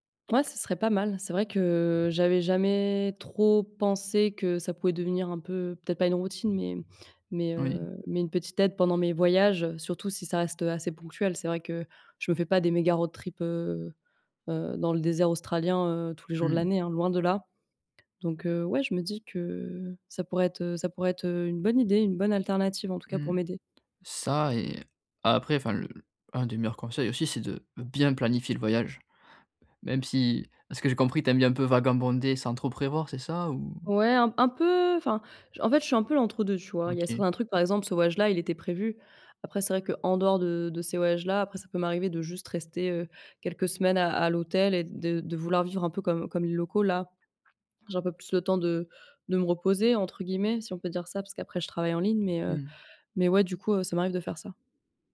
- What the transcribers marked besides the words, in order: in English: "méga road trip"; tapping; "vagabonder" said as "vagenbonder"; other background noise
- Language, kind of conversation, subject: French, advice, Comment éviter l’épuisement et rester en forme pendant un voyage ?